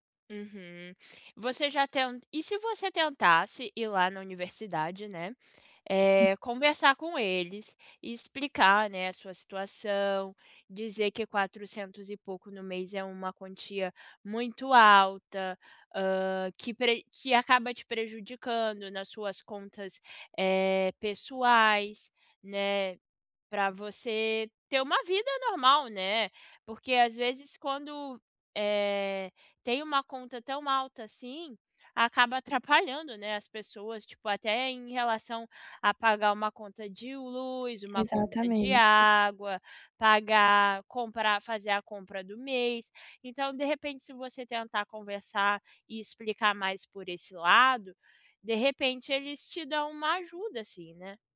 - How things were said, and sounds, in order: tapping
- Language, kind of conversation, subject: Portuguese, advice, Como posso priorizar pagamentos e reduzir minhas dívidas de forma prática?